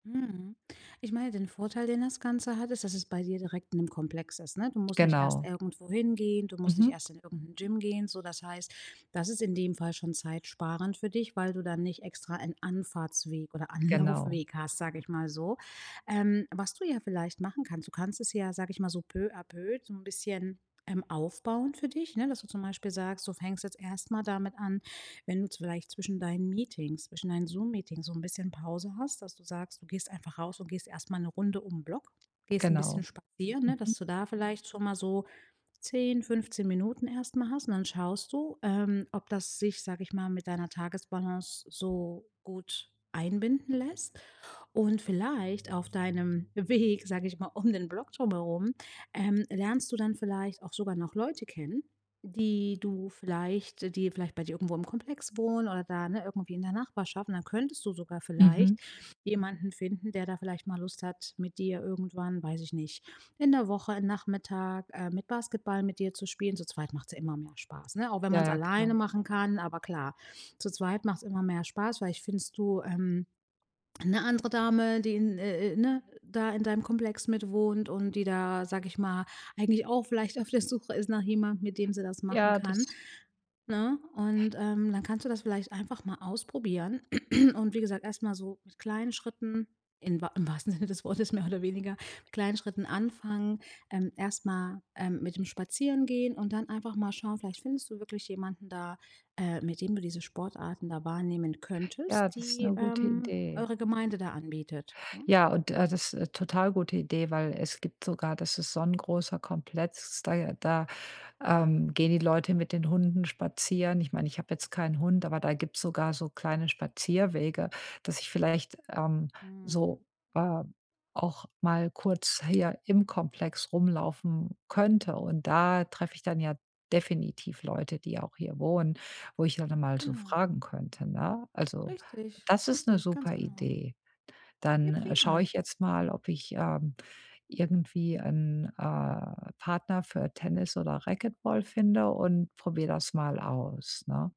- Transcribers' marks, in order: other background noise; laughing while speaking: "Anlaufweg"; stressed: "vielleicht"; laughing while speaking: "Weg"; laughing while speaking: "um"; other noise; laughing while speaking: "wahrsten Sinne des Wortes mehr oder weniger"; "Komplex" said as "Kompletz"; joyful: "Ja, prima"
- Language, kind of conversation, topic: German, advice, Wie finde ich Zeit für neue Hobbys, wenn mein Alltag schon voll ist?